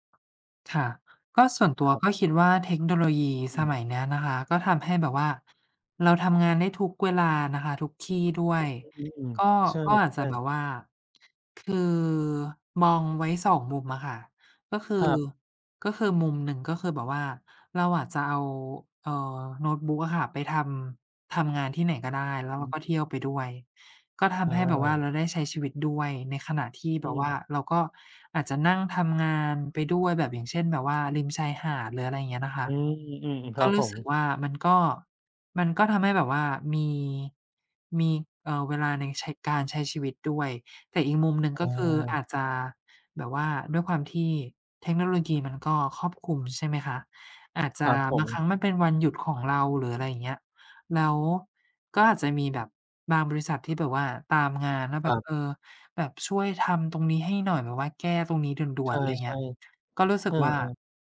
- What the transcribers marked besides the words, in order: tapping; other background noise
- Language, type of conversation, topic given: Thai, unstructured, คุณคิดว่าสมดุลระหว่างงานกับชีวิตส่วนตัวสำคัญแค่ไหน?